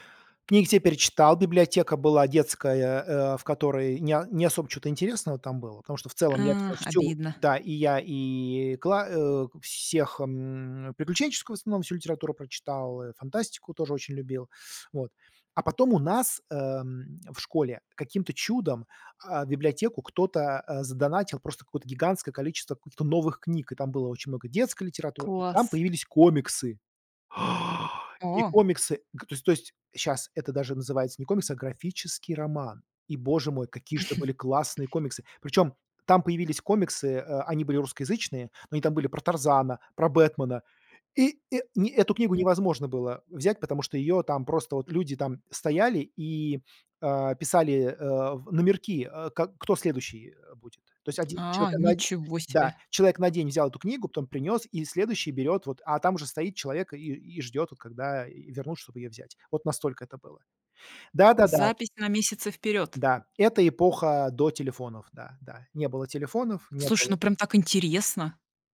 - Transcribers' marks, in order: stressed: "у нас"; inhale; stressed: "графический роман"; chuckle; tapping; tsk
- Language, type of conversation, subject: Russian, podcast, Помнишь момент, когда что‑то стало действительно интересно?